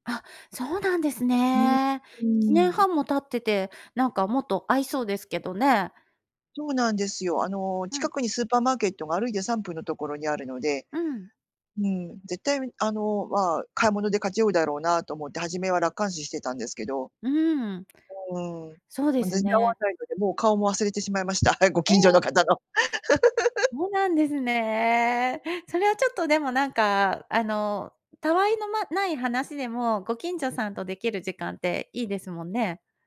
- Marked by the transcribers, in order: laughing while speaking: "ご近所の方の"; laugh
- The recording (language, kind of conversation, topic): Japanese, advice, 引っ越しで新しい環境に慣れられない不安